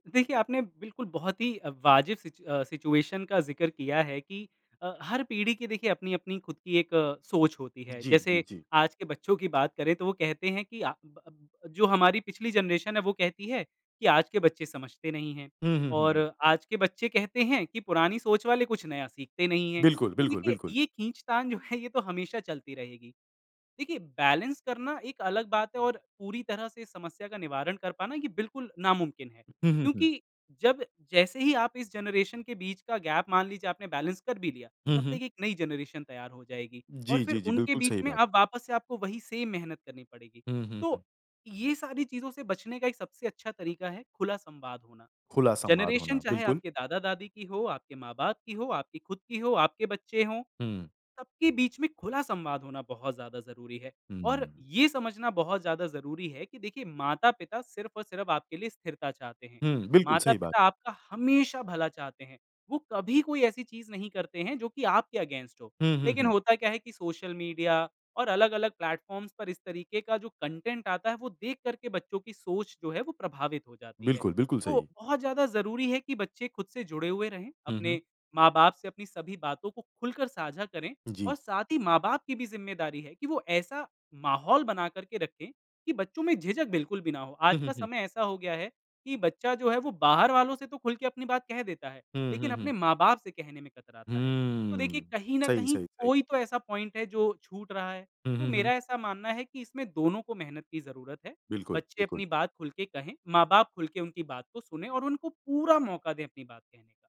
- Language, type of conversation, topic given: Hindi, podcast, दूसरों की राय आपके फैसलों को कितने हद तक प्रभावित करती है?
- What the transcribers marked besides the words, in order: in English: "सिचुएशन"; in English: "जनरेशन"; laughing while speaking: "है"; in English: "बैलेंस"; in English: "जनरेशन"; in English: "गैप"; in English: "बैलेंस"; in English: "जनरेशन"; in English: "जनरेशन"; in English: "अगेंस्ट"; in English: "प्लेटफ़ॉर्म्स"; in English: "कंटेंट"; in English: "पॉइंट"